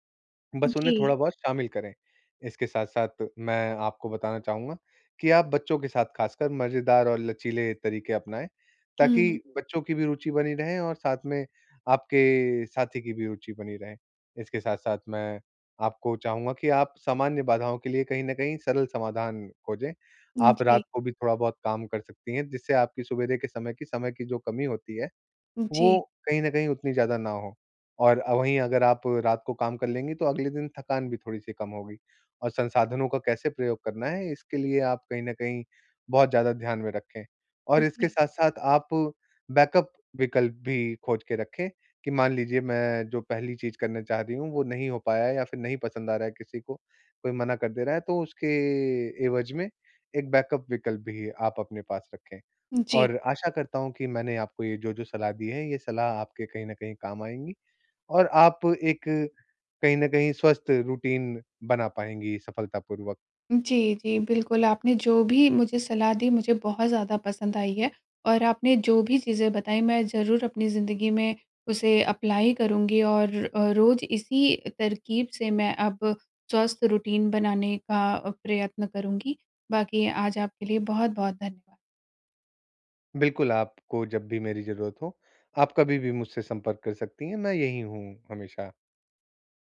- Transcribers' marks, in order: in English: "बैकअप"; in English: "बैकअप"; in English: "रूटीन"; in English: "अप्लाय"; in English: "रूटीन"
- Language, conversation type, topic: Hindi, advice, बच्चों या साथी के साथ साझा स्वस्थ दिनचर्या बनाने में मुझे किन चुनौतियों का सामना करना पड़ रहा है?